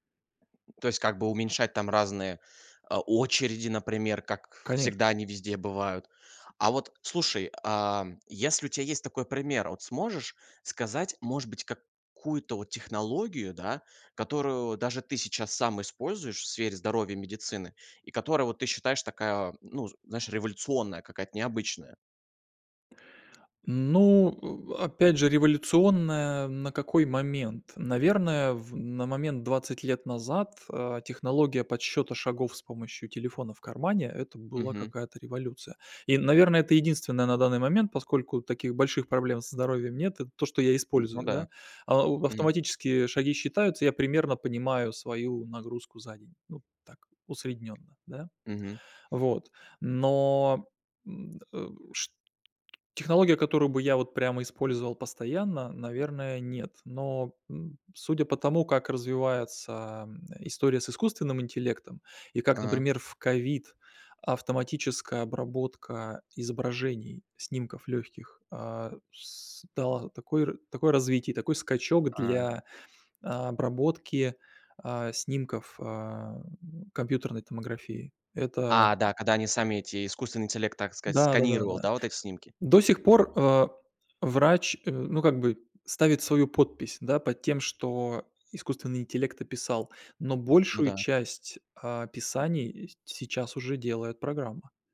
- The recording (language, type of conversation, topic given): Russian, podcast, Какие изменения принесут технологии в сфере здоровья и медицины?
- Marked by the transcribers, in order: tapping; other background noise; other noise